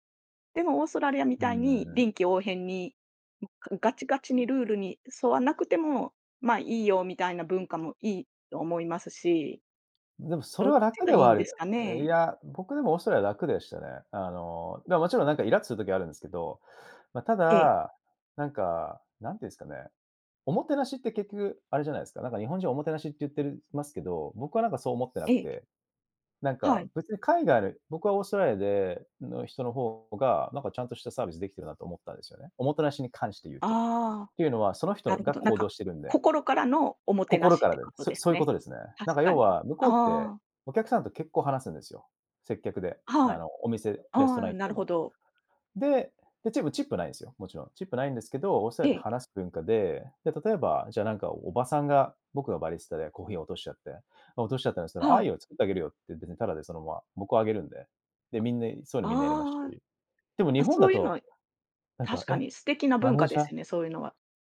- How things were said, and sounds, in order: other background noise; in Italian: "バリスタ"; tapping
- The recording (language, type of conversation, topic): Japanese, podcast, 新しい文化に馴染むとき、何を一番大切にしますか？